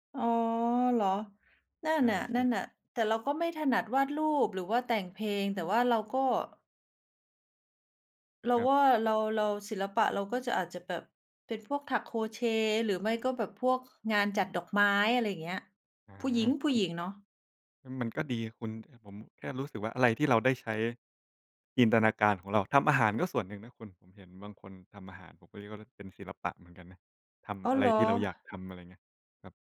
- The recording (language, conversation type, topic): Thai, unstructured, ศิลปะช่วยให้เรารับมือกับความเครียดอย่างไร?
- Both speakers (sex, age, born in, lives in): female, 45-49, Thailand, Thailand; male, 25-29, Thailand, Thailand
- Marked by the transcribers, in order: none